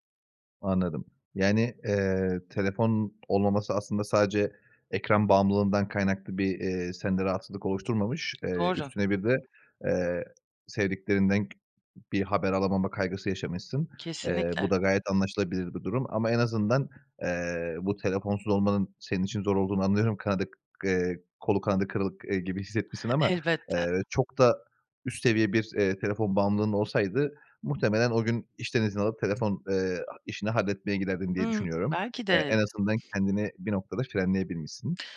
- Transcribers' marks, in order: other background noise; tapping
- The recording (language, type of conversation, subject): Turkish, podcast, Telefon olmadan bir gün geçirsen sence nasıl olur?